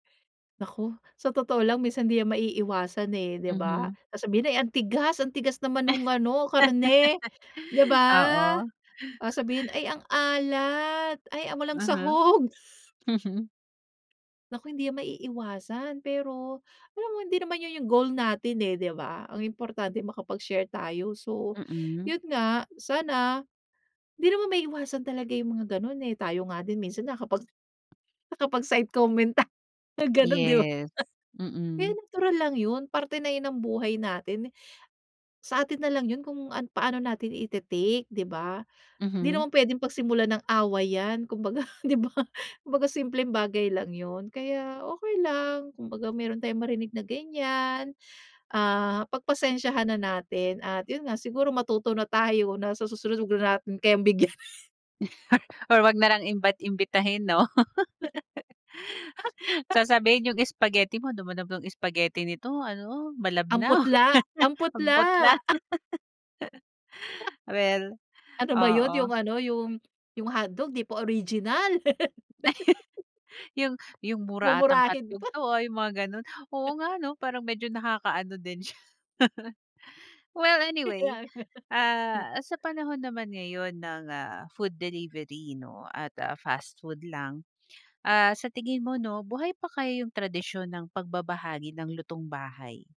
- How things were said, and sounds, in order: laugh; laughing while speaking: "nakapagside-comment ta na gano'n di ba?"; laughing while speaking: "di ba?"; chuckle; laugh; laugh; laughing while speaking: "Ay"; laugh; chuckle; laughing while speaking: "siya"; laughing while speaking: "Kaya nga"
- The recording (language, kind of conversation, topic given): Filipino, podcast, Paano kayo nagbabahagi ng pagkain kapag may bisita o kapitbahay?
- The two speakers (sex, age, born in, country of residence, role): female, 30-34, Philippines, Philippines, host; female, 40-44, Philippines, United States, guest